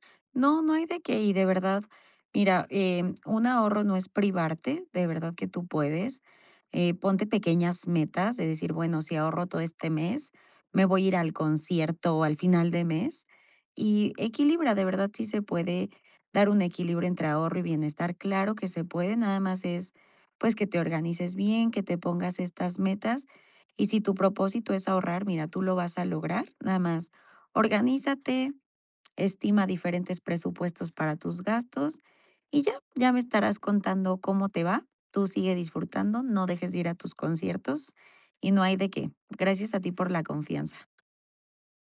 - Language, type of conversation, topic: Spanish, advice, ¿Cómo puedo equilibrar el ahorro y mi bienestar sin sentir que me privo de lo que me hace feliz?
- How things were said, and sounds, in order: tapping; other background noise